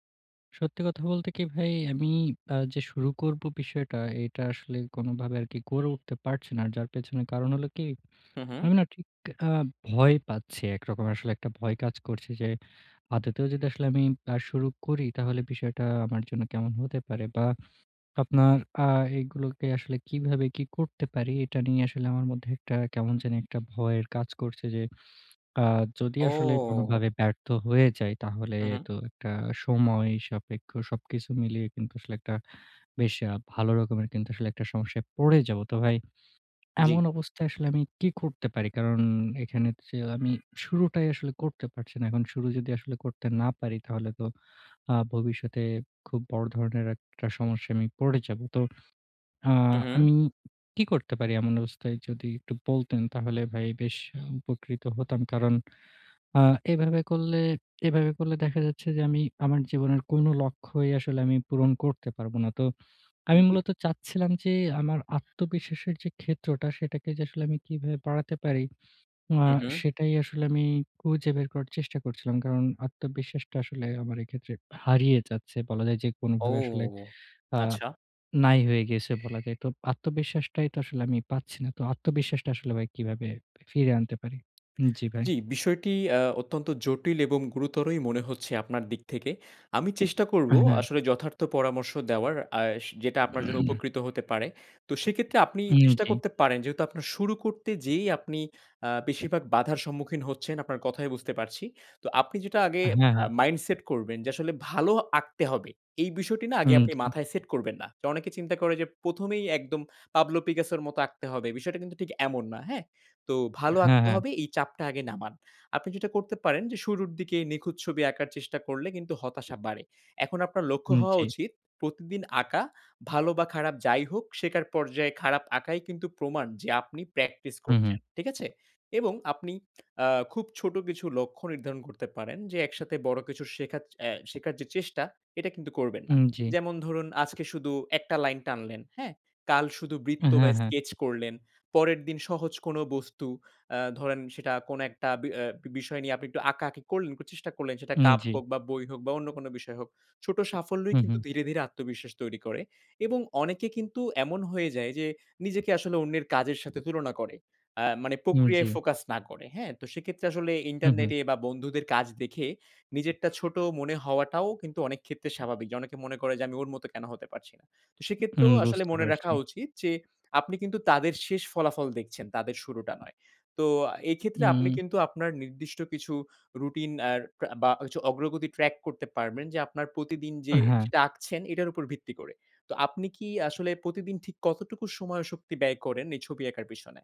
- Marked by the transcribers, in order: horn; surprised: "ও!"; drawn out: "ও!"; throat clearing
- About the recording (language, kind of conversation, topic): Bengali, advice, নতুন কোনো শখ শুরু করতে গিয়ে ব্যর্থতার ভয় পেলে বা অনুপ্রেরণা হারিয়ে ফেললে আমি কী করব?
- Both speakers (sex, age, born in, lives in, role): male, 20-24, Bangladesh, Bangladesh, advisor; male, 20-24, Bangladesh, Bangladesh, user